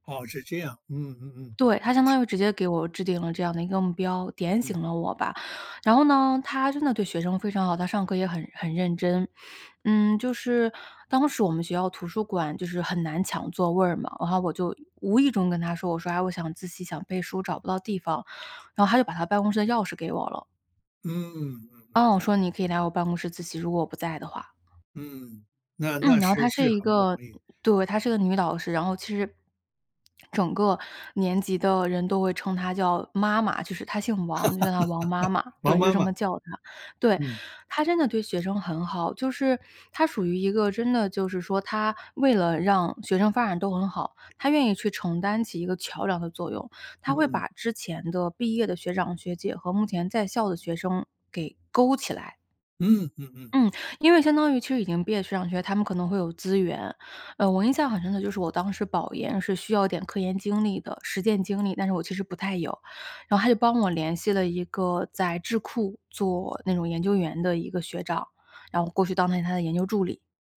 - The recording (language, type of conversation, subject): Chinese, podcast, 你受益最深的一次导师指导经历是什么？
- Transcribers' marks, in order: other noise; sniff; lip smack; swallow; laugh